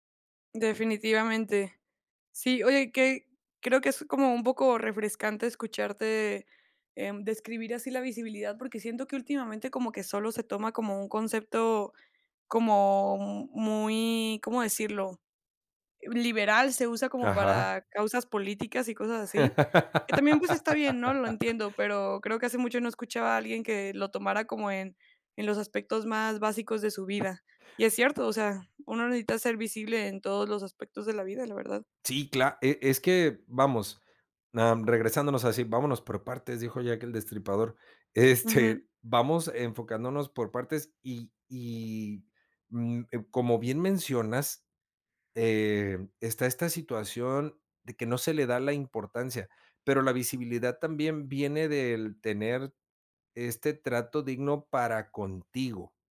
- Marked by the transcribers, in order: other background noise; laugh
- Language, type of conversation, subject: Spanish, podcast, ¿Por qué crees que la visibilidad es importante?